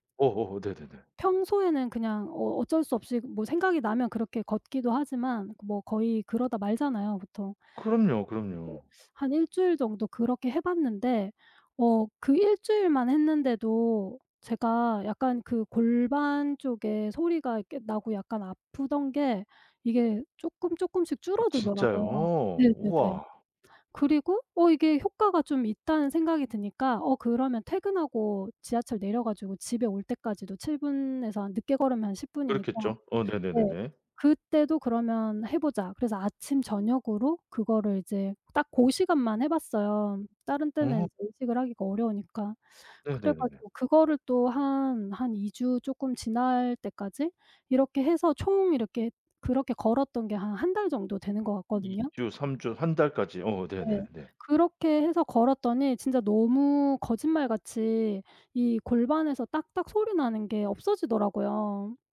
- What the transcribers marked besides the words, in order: other background noise
- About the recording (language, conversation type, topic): Korean, podcast, 나쁜 습관을 끊고 새 습관을 만드는 데 어떤 방법이 가장 효과적이었나요?